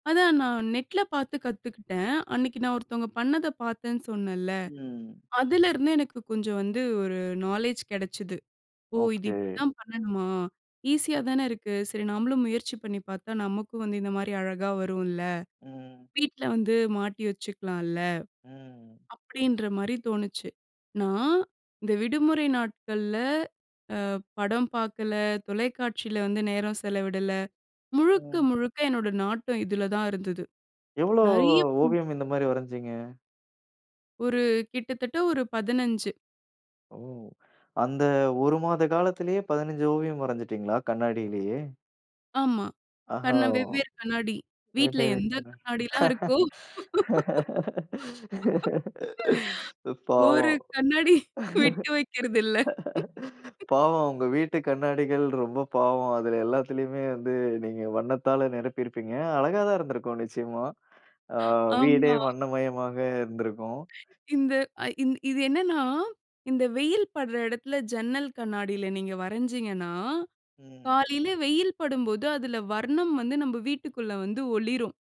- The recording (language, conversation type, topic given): Tamil, podcast, ஏற்கனவே விட்டுவிட்ட உங்கள் பொழுதுபோக்கை மீண்டும் எப்படி தொடங்குவீர்கள்?
- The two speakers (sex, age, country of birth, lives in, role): female, 25-29, India, India, guest; male, 30-34, India, India, host
- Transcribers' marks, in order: in English: "நாலேஜ்"; unintelligible speech; laugh; laugh; laughing while speaking: "ஒரு கண்ணாடி விட்டு வைக்கிறதில்ல"; laugh; other noise